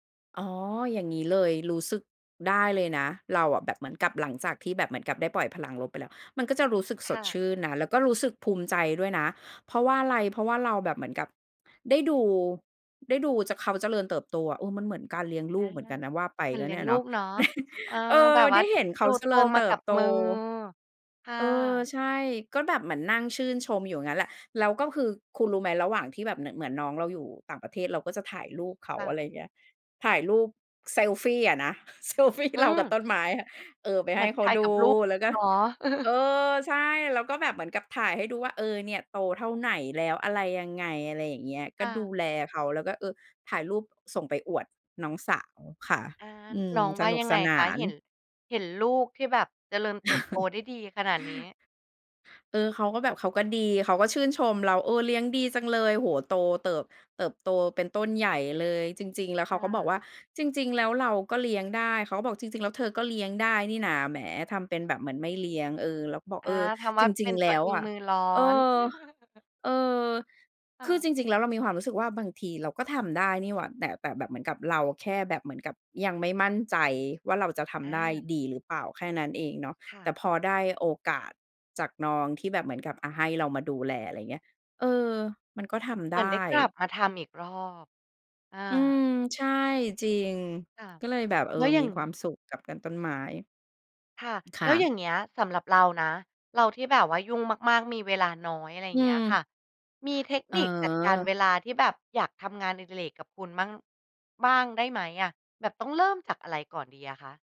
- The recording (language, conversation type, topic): Thai, podcast, มีเคล็ดลับจัดเวลาให้กลับมาทำงานอดิเรกไหม?
- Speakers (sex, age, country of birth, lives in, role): female, 35-39, Thailand, Thailand, host; female, 40-44, Thailand, Thailand, guest
- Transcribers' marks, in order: chuckle; chuckle; laughing while speaking: "เซลฟี"; chuckle; chuckle; chuckle; tapping